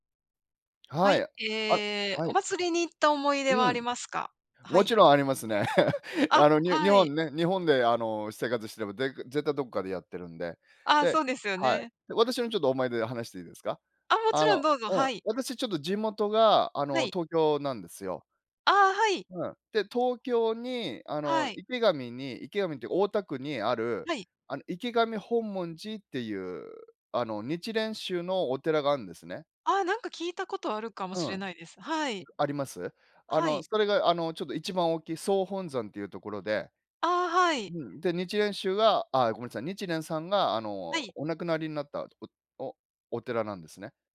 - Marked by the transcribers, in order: chuckle
- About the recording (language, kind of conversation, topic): Japanese, unstructured, 祭りに行った思い出はありますか？